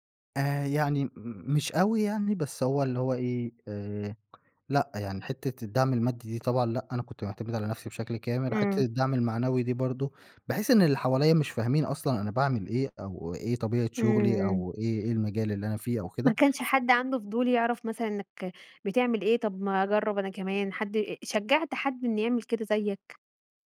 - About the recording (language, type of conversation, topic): Arabic, podcast, احكيلي عن أول نجاح مهم خلّاك/خلّاكي تحس/تحسّي بالفخر؟
- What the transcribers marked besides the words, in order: none